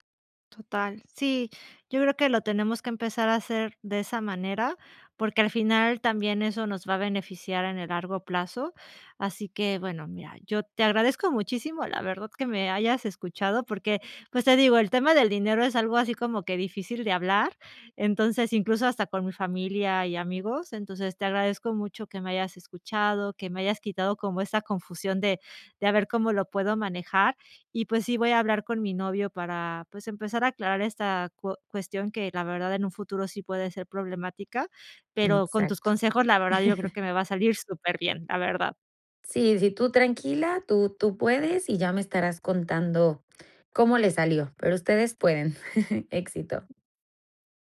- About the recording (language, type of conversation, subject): Spanish, advice, ¿Cómo puedo hablar con mi pareja sobre nuestras diferencias en la forma de gastar dinero?
- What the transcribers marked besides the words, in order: chuckle; chuckle